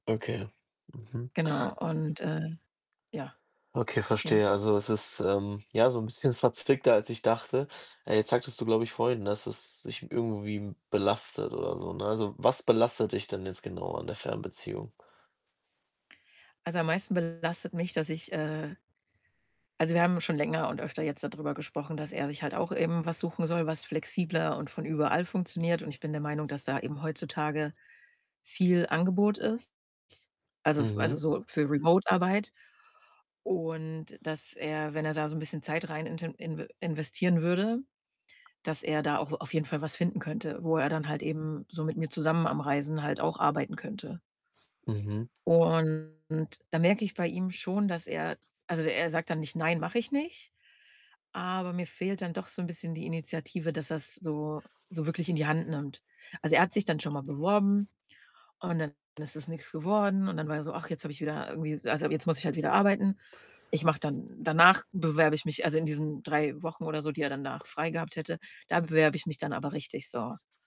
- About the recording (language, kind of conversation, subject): German, advice, Wie belastet dich eure Fernbeziehung in Bezug auf Nähe, Vertrauen und Kommunikation?
- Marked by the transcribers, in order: other background noise; static; distorted speech; in English: "remote"; background speech